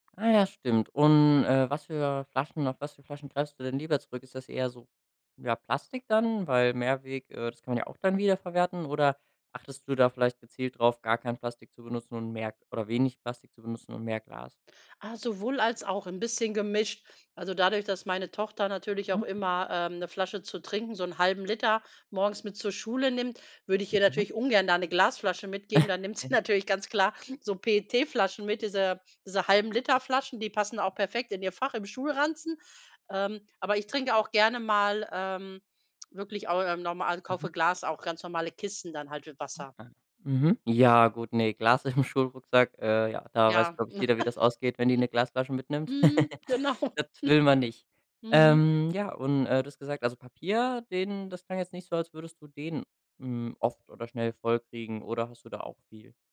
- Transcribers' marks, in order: other background noise; chuckle; laughing while speaking: "sie"; laughing while speaking: "im"; chuckle; laughing while speaking: "Genau"; chuckle
- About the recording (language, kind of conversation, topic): German, podcast, Wie handhabst du Recycling und Mülltrennung zuhause?